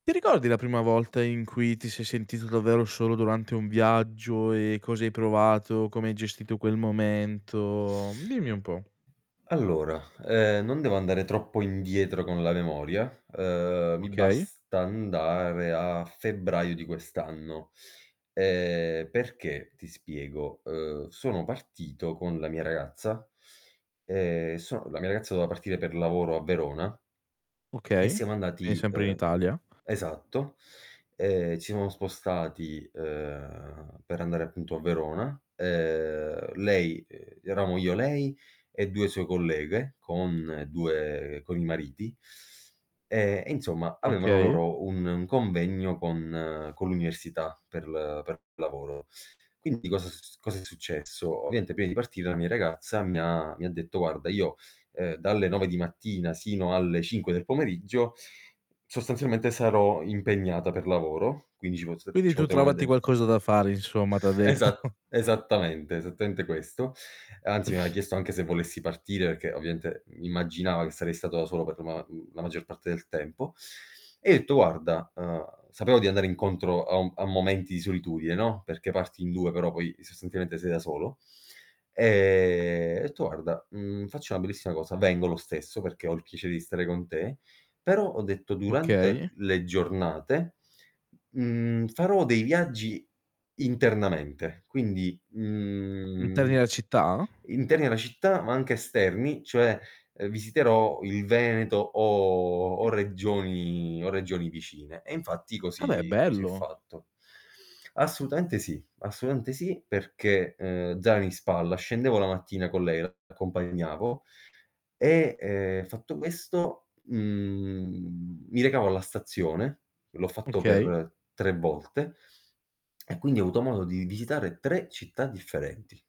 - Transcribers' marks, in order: drawn out: "momento?"; tapping; static; teeth sucking; teeth sucking; tongue click; "quindi" said as "quini"; drawn out: "ehm"; teeth sucking; distorted speech; chuckle; "ovviamente" said as "ovviaente"; other background noise; drawn out: "mhmm"; lip smack; drawn out: "mhmm"; tongue click
- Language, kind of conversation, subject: Italian, podcast, Come affronti i momenti di solitudine durante un viaggio?